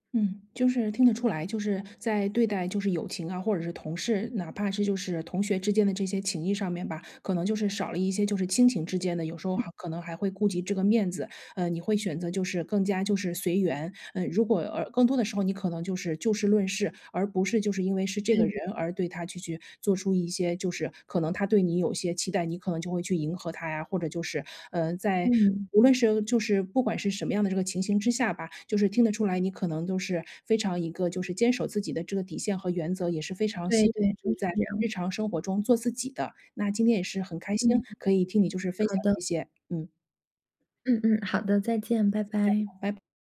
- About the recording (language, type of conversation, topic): Chinese, podcast, 你平时如何在回应别人的期待和坚持自己的愿望之间找到平衡？
- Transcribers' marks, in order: other background noise